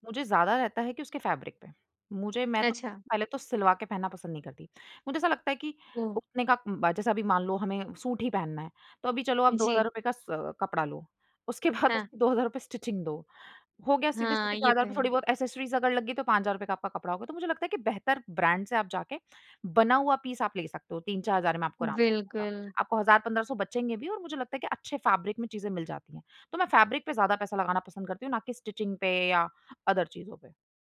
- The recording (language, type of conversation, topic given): Hindi, podcast, आप किस तरह के कपड़े पहनकर सबसे ज़्यादा आत्मविश्वास महसूस करते हैं?
- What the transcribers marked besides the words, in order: in English: "फैब्रिक"; laughing while speaking: "बाद"; in English: "स्टिचिंग"; in English: "एक्सेसरीज़"; in English: "ब्रांड"; in English: "फैब्रिक"; in English: "फैब्रिक"; in English: "स्टिचिंग"; in English: "अदर"